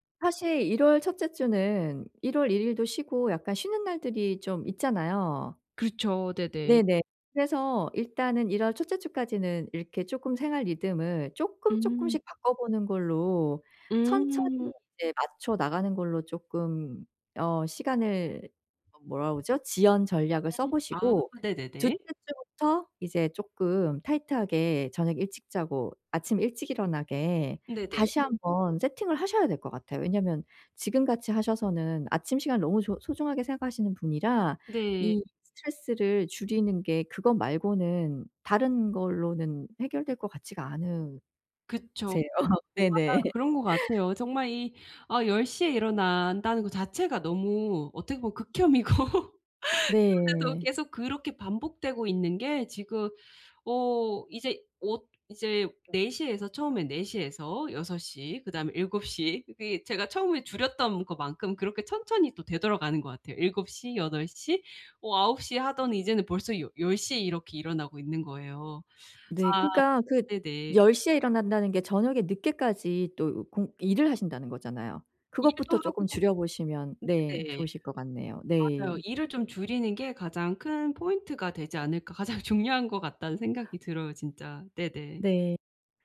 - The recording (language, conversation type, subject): Korean, advice, 미래의 결과를 상상해 충동적인 선택을 줄이려면 어떻게 해야 하나요?
- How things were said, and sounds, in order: other background noise; laughing while speaking: "않으세요. 네네"; laugh; laugh; tapping; laughing while speaking: "일곱 시"; teeth sucking; laughing while speaking: "가장 중요한 것 같다는"